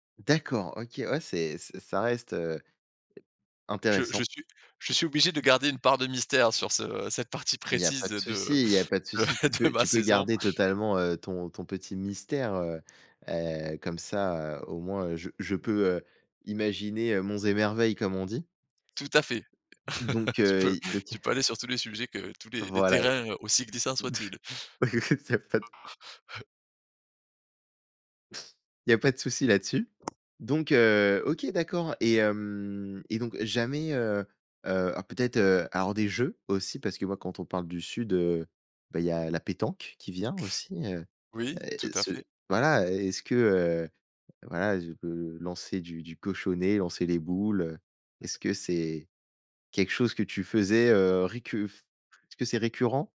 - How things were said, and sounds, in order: laughing while speaking: "de ma saison"; other background noise; laugh; unintelligible speech; laugh; laughing while speaking: "bah écoute, il y a pas de"; chuckle; laugh; drawn out: "hem"
- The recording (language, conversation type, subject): French, podcast, Peux-tu me parler d’un souvenir marquant lié à une saison ?